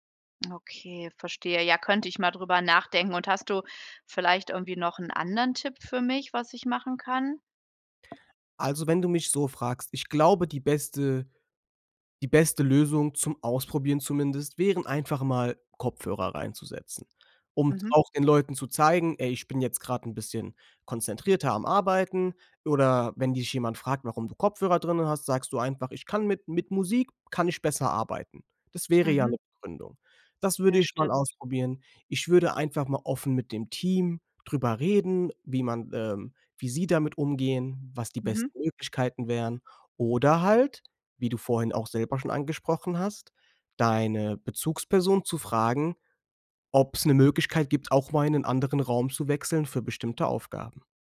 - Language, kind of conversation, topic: German, advice, Wie kann ich in einem geschäftigen Büro ungestörte Zeit zum konzentrierten Arbeiten finden?
- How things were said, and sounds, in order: stressed: "Oder"